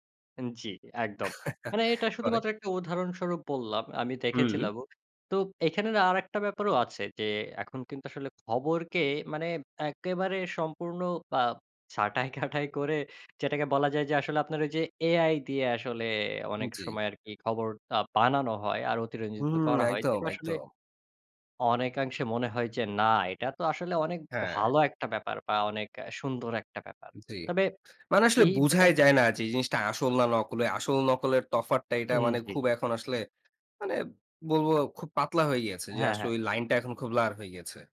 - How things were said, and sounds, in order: chuckle; other background noise; laughing while speaking: "ছাঁটাই কাটাই করে"; stressed: "না"
- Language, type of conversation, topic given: Bengali, podcast, আপনি অনলাইনে পাওয়া খবর কীভাবে যাচাই করেন?